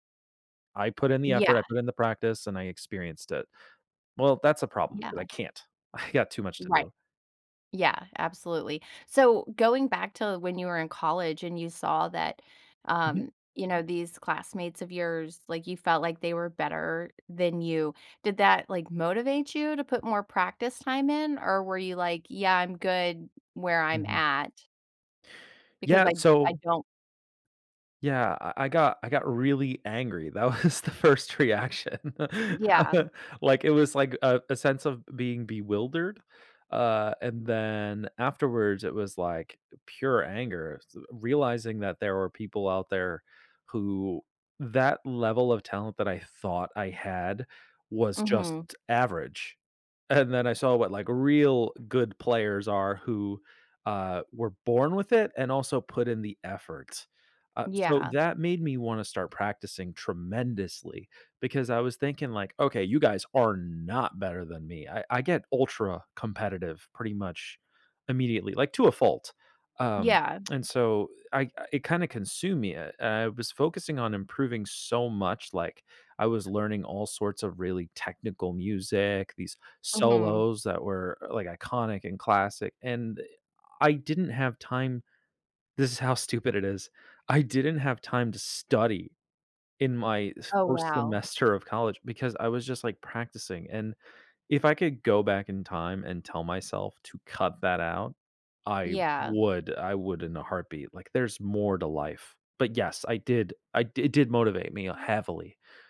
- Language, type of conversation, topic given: English, unstructured, How do I handle envy when someone is better at my hobby?
- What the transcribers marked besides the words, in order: laughing while speaking: "I got"; laughing while speaking: "was the first reaction"; laugh; laughing while speaking: "and"; stressed: "not"; lip smack